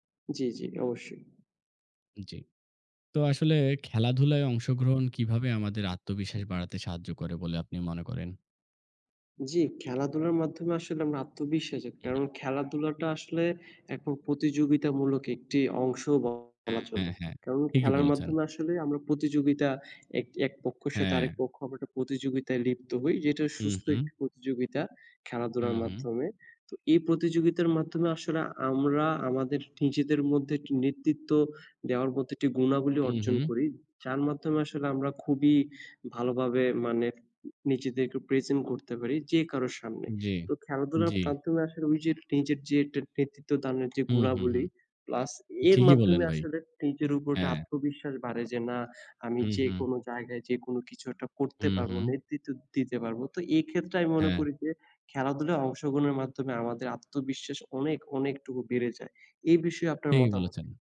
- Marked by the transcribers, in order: "জাগে" said as "জাগ"; "একরকম" said as "একরম"; other background noise; "একটি" said as "এট্টি"; in English: "present"; "একটা" said as "অ্যাটা"
- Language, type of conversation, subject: Bengali, unstructured, আপনার মতে, খেলাধুলায় অংশগ্রহণের সবচেয়ে বড় উপকারিতা কী?
- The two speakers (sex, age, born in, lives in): male, 20-24, Bangladesh, Bangladesh; male, 25-29, Bangladesh, Bangladesh